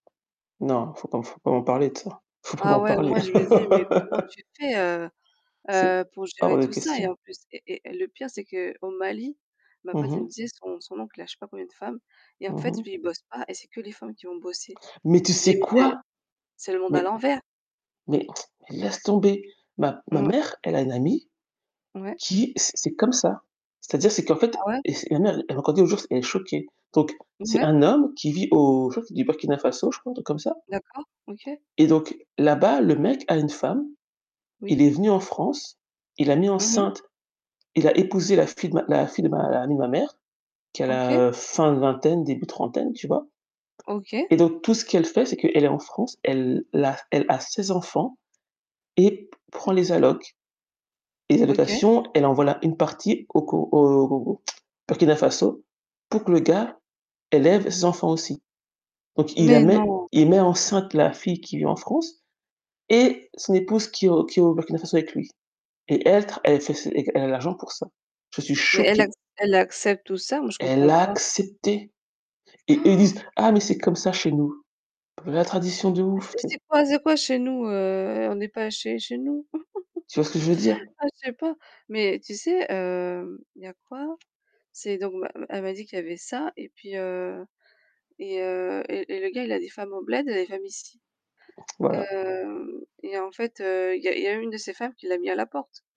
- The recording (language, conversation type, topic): French, unstructured, Comment gères-tu la jalousie dans une relation amoureuse ?
- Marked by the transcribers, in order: tapping; distorted speech; laugh; anticipating: "Mais tu sais quoi ?"; tsk; dog barking; other background noise; gasp; "allocations" said as "allocs"; tsk; stressed: "accepté"; gasp; laugh; laughing while speaking: "Ah je sais pas"